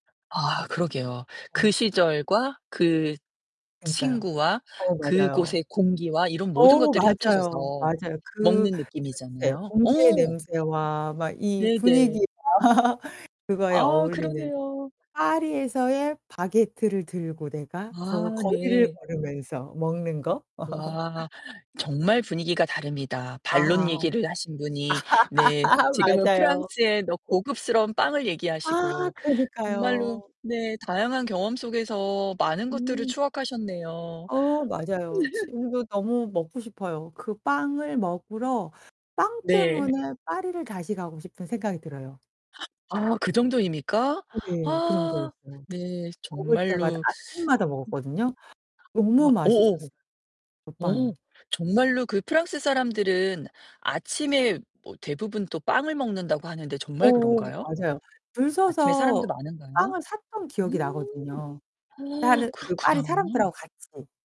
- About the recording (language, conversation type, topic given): Korean, podcast, 가장 인상 깊었던 현지 음식은 뭐였어요?
- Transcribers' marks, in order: distorted speech; static; other background noise; laugh; laugh; laugh; anticipating: "아"; laugh; gasp; teeth sucking; tapping